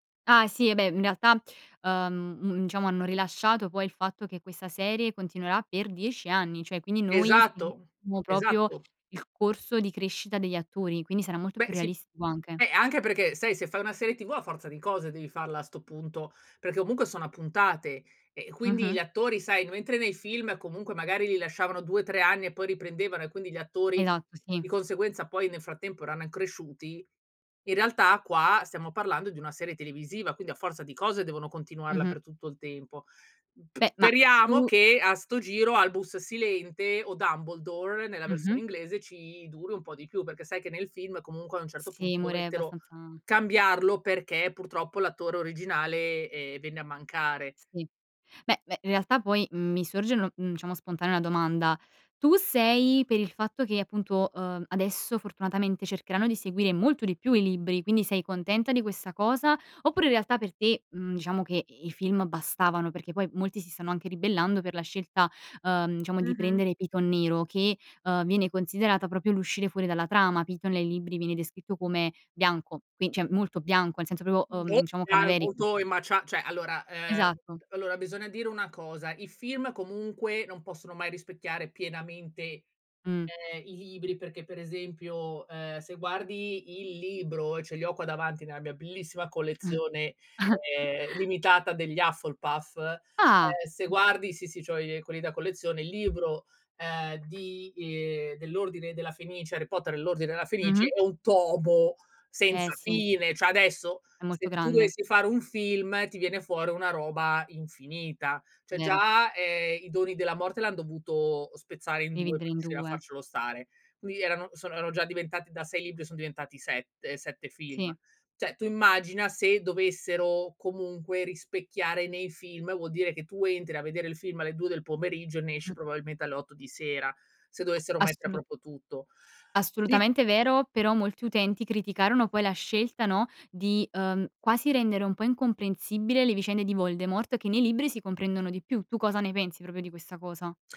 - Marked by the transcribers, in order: put-on voice: "Dumbledore"; "cioè" said as "ceh"; unintelligible speech; "cioè" said as "ceh"; chuckle; other background noise; tapping; "tomo" said as "tobo"; "Cioè" said as "ceh"; "proprio" said as "propro"
- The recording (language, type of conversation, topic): Italian, podcast, Come descriveresti la tua esperienza con la visione in streaming e le maratone di serie o film?
- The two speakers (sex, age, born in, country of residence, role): female, 20-24, Italy, Italy, host; female, 35-39, Italy, Belgium, guest